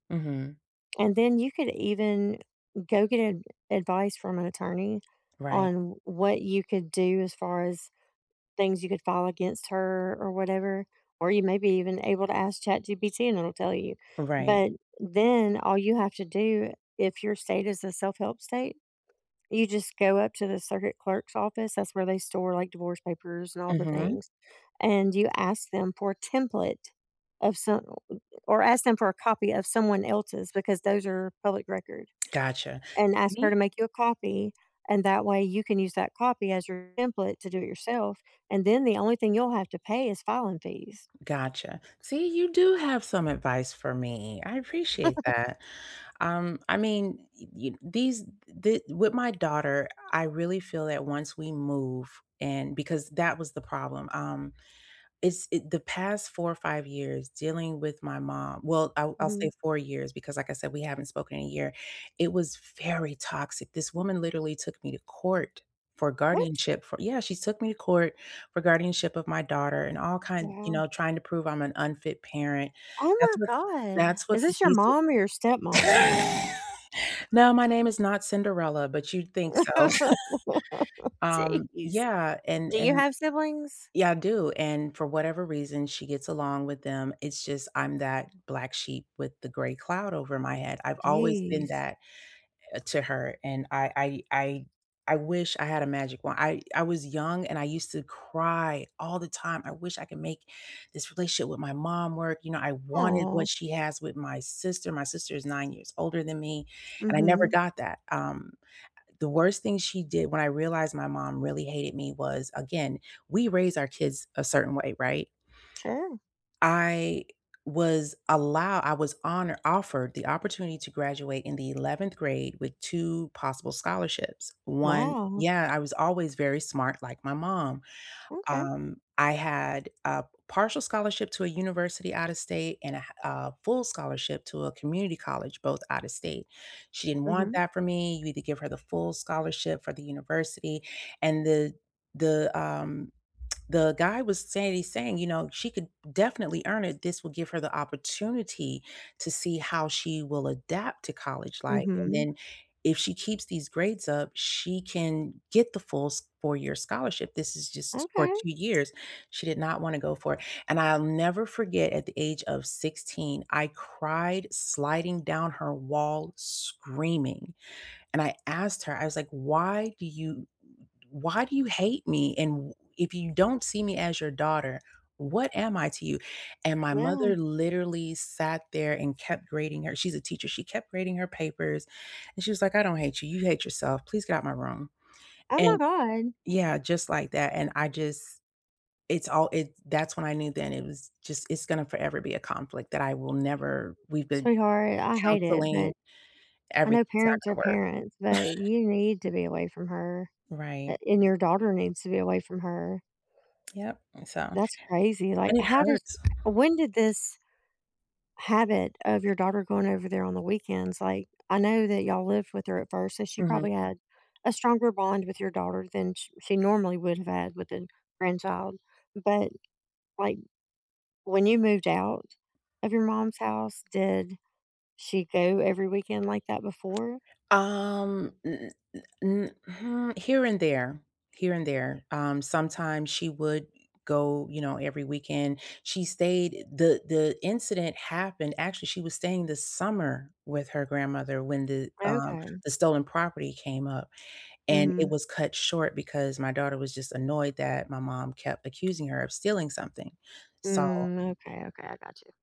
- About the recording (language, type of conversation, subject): English, unstructured, How can I rebuild trust after a disagreement?
- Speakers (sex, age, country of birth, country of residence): female, 45-49, United States, United States; female, 50-54, United States, United States
- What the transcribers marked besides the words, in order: tapping; lip smack; giggle; laugh; other background noise; laugh; laughing while speaking: "Jeez"; laugh; drawn out: "Jeez"; lip smack; chuckle